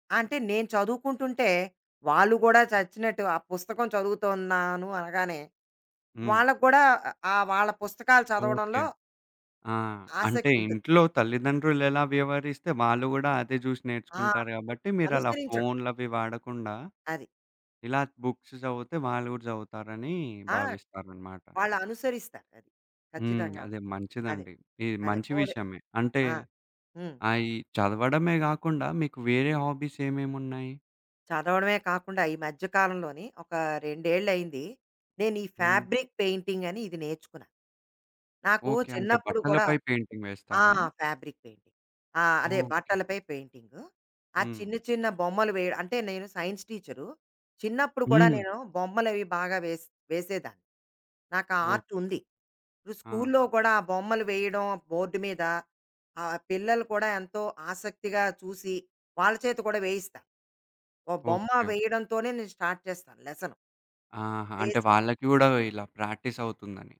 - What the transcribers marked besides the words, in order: in English: "బుక్స్"; in English: "హాబీస్"; in English: "ఫ్యాబ్రిక్"; in English: "పెయింటింగ్"; in English: "ఫ్యాబ్రిక్ పేయింటింగ్"; in English: "సైన్స్"; in English: "ఆర్ట్"; in English: "స్టార్ట్"
- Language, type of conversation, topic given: Telugu, podcast, నీ మొదటి హాబీ ఎలా మొదలయ్యింది?